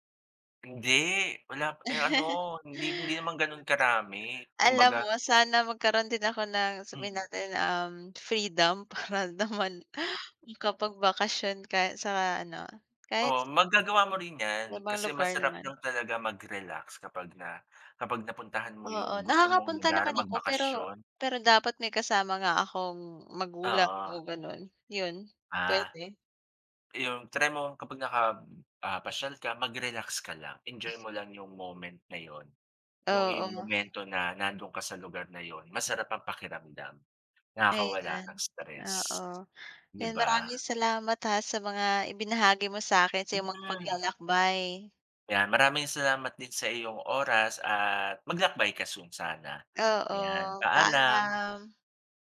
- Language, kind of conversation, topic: Filipino, unstructured, Saan mo gustong magbakasyon kung magkakaroon ka ng pagkakataon?
- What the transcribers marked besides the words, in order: stressed: "Hindi"; chuckle; tapping; other background noise; laughing while speaking: "para naman"; other noise; drawn out: "Oo, paalam!"